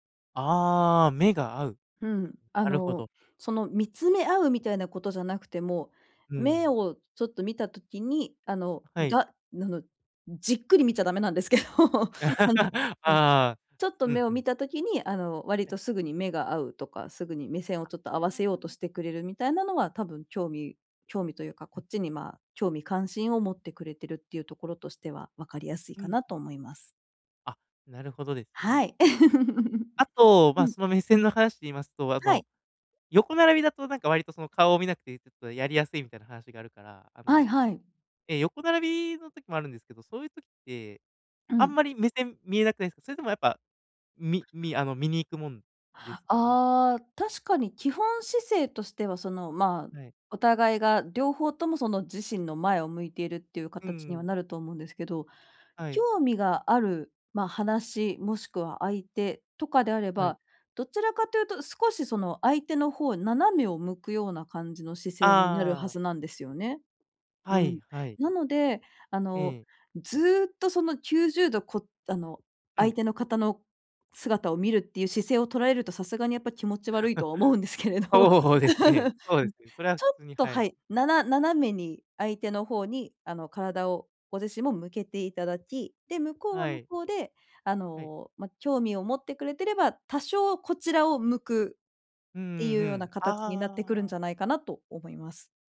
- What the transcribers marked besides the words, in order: other noise; laughing while speaking: "ダメなんですけど"; laugh; tapping; laugh; chuckle; laughing while speaking: "思うんですけれど"; laugh
- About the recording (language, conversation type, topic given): Japanese, advice, 相手の感情を正しく理解するにはどうすればよいですか？